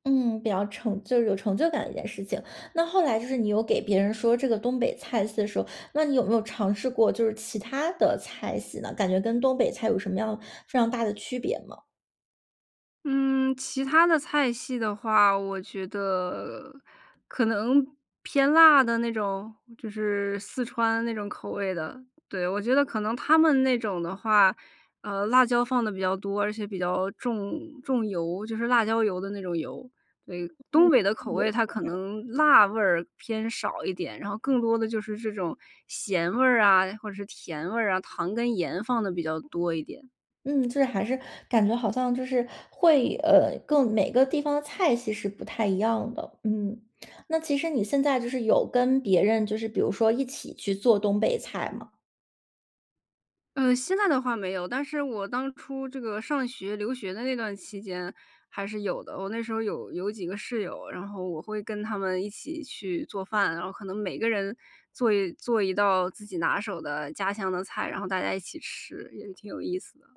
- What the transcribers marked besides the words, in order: other noise
- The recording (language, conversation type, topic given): Chinese, podcast, 哪道菜最能代表你家乡的味道？